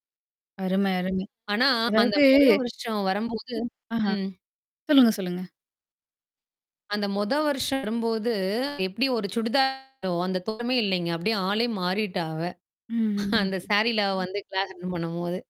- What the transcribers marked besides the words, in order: distorted speech; unintelligible speech; unintelligible speech; chuckle; in English: "கிளாஸ் அட்டென்ட்"; other noise
- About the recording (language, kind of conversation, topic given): Tamil, podcast, ஒருவர் சோகமாகப் பேசும்போது அவர்களுக்கு ஆதரவாக நீங்கள் என்ன சொல்வீர்கள்?